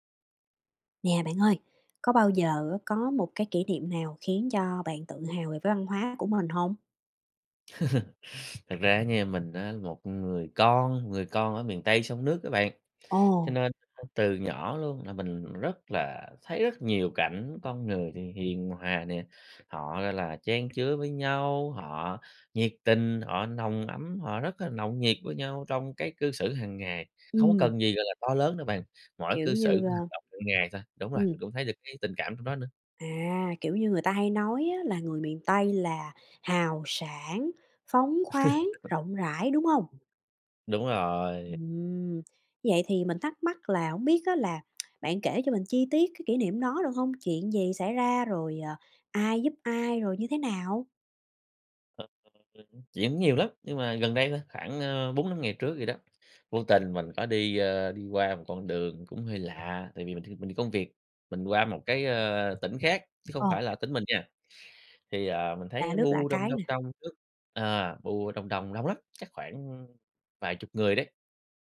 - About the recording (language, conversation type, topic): Vietnamese, podcast, Bạn có thể kể một kỷ niệm khiến bạn tự hào về văn hoá của mình không nhỉ?
- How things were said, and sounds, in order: tapping; chuckle; chuckle; tsk; unintelligible speech